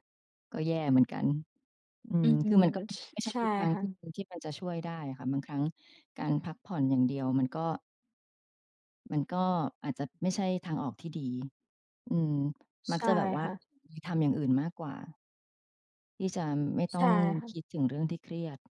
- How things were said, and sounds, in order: none
- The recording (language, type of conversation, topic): Thai, unstructured, เวลารู้สึกเครียด คุณมักทำอะไรเพื่อผ่อนคลาย?